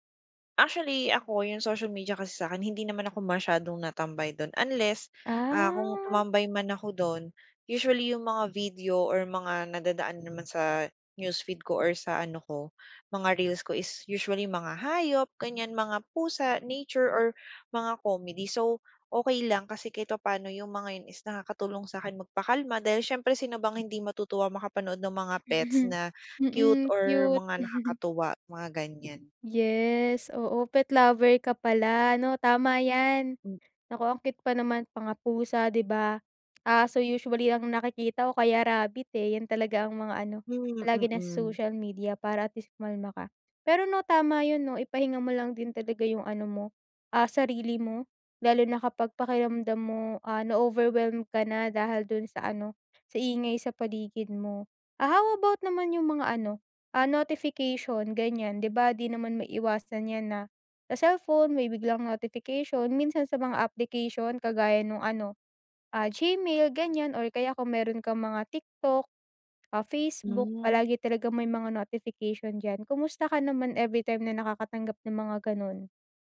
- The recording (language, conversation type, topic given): Filipino, advice, Paano ko mababawasan ang pagiging labis na sensitibo sa ingay at sa madalas na paggamit ng telepono?
- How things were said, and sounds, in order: drawn out: "Ah"; in English: "newsfeed"; in English: "reels"; chuckle; chuckle; other background noise; drawn out: "Yes"; tapping